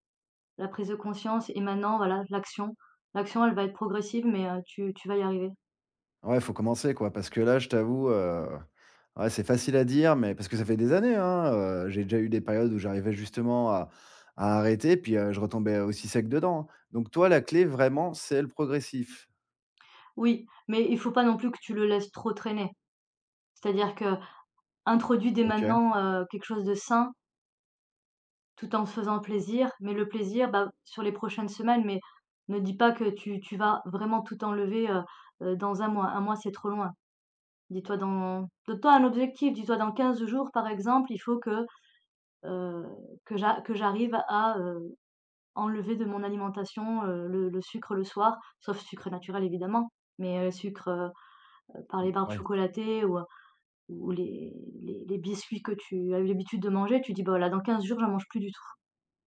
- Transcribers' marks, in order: none
- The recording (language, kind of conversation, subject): French, advice, Comment puis-je remplacer le grignotage nocturne par une habitude plus saine ?